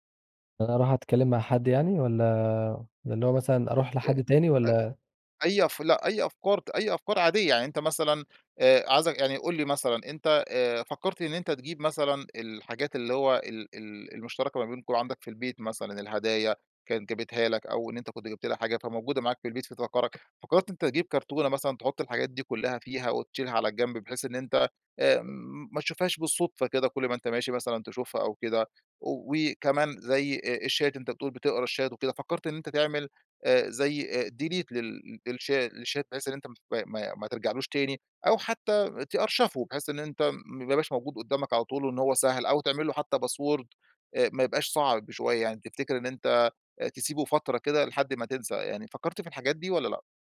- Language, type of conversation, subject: Arabic, advice, إزاي أقدر أتعامل مع ألم الانفصال المفاجئ وأعرف أكمّل حياتي؟
- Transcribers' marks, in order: in English: "الشات"; in English: "الشات"; in English: "delete"; in English: "لشات"; in English: "تأرشفه"; tapping; in English: "Password"